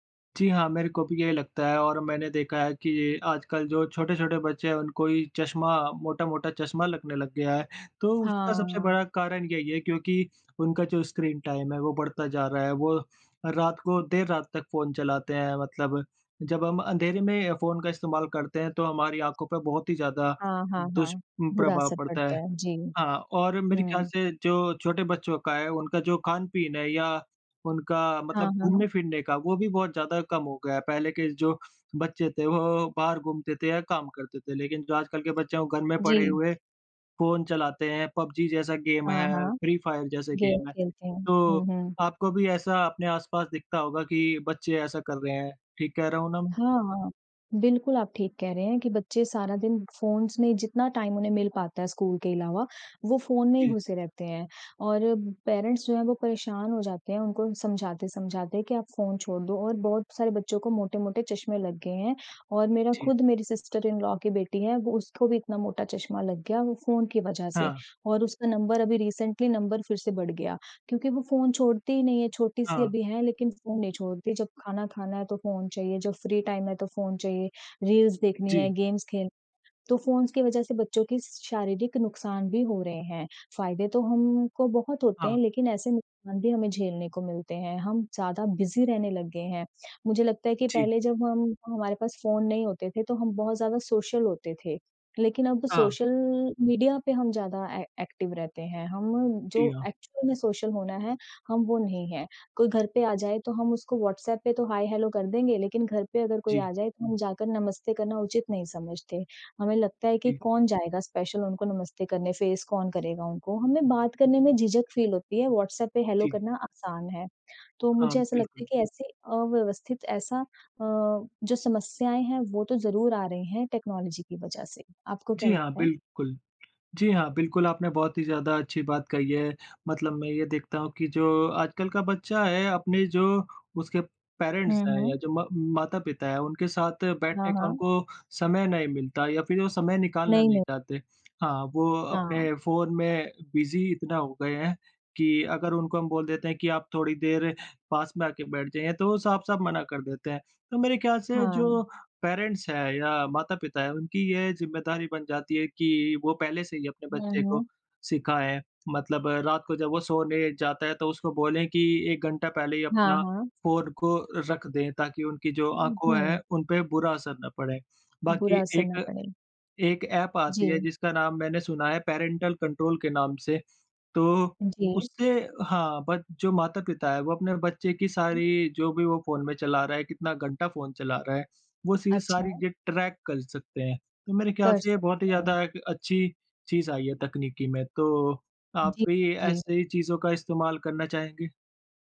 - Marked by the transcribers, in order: in English: "टाइम"; in English: "गेम"; in English: "फ़ोन्स"; in English: "टाइम"; in English: "पेरेंट्स"; in English: "सिस्टर-इन-लॉ"; tapping; in English: "रिसेंटली"; in English: "फ्री टाइम"; in English: "रील्स"; in English: "गेम्स"; in English: "फ़ोन्स"; in English: "बिज़ी"; in English: "सोशल"; in English: "ए एक्टिव"; in English: "एक्चुअल"; in English: "सोशल"; in English: "हाय-हेलो"; in English: "स्पेशल"; in English: "फ़ेस"; in English: "फील"; in English: "हेलो"; in English: "टेक्नोलॉजी"; in English: "पेरेंट्स"; in English: "बिज़ी"; in English: "पेरेंट्स"; in English: "पैरेंटल कंट्रोल"; in English: "बट"; other background noise; in English: "ट्रैक"
- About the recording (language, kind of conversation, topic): Hindi, unstructured, आपके लिए तकनीक ने दिनचर्या कैसे बदली है?